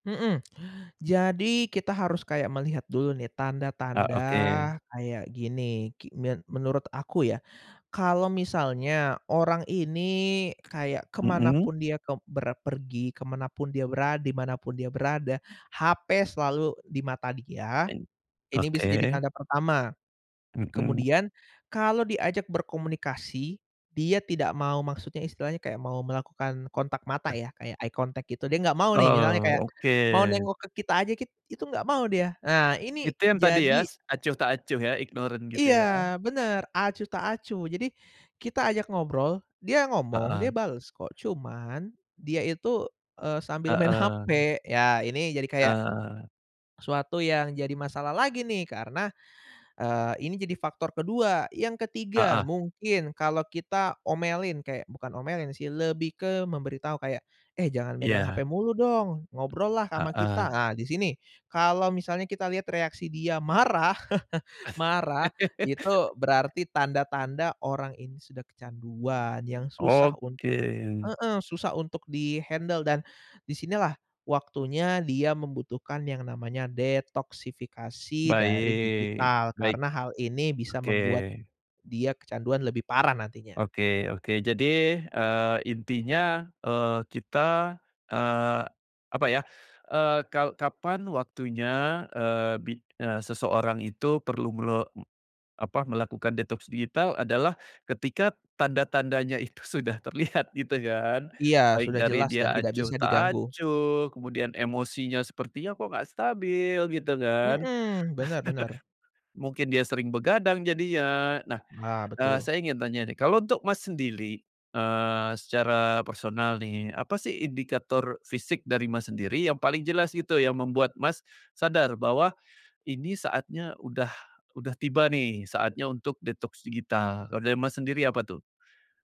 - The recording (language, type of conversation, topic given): Indonesian, podcast, Menurut kamu, kapan waktu yang tepat untuk melakukan detoks digital?
- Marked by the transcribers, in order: tongue click; in English: "eye contact"; in English: "ignorant"; laugh; chuckle; in English: "di-handle"; chuckle